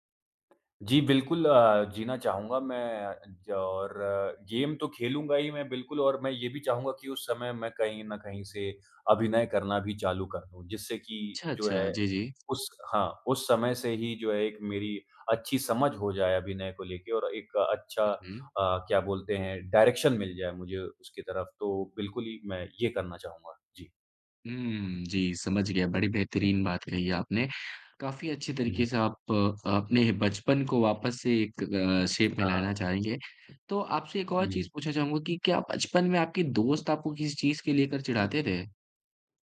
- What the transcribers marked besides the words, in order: in English: "गेम"; in English: "डायरेक्शन"; tapping; other background noise; in English: "शेप"
- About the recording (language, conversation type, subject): Hindi, podcast, बचपन में आप क्या बनना चाहते थे और क्यों?